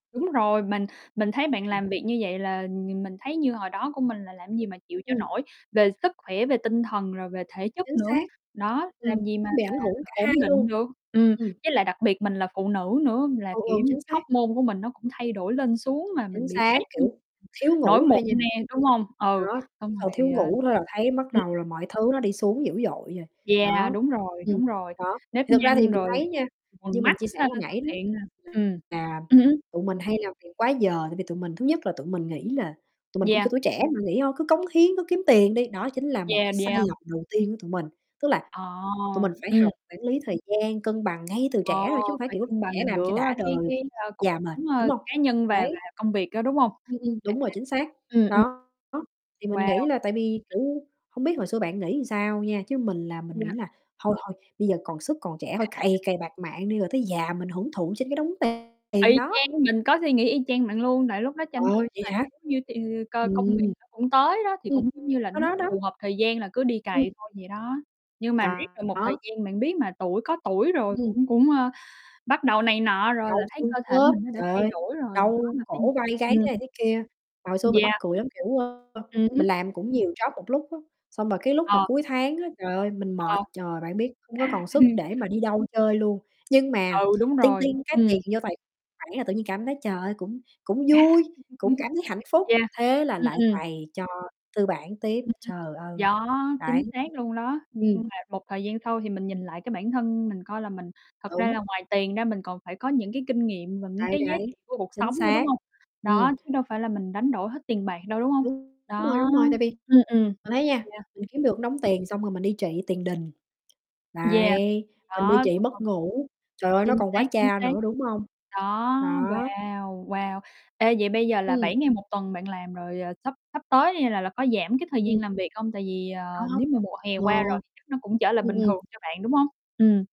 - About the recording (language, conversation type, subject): Vietnamese, unstructured, Bạn cảm thấy thế nào khi phải làm việc quá giờ liên tục?
- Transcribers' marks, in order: other background noise; static; tapping; distorted speech; "làm" said as "ừn"; unintelligible speech; in English: "job"; chuckle; chuckle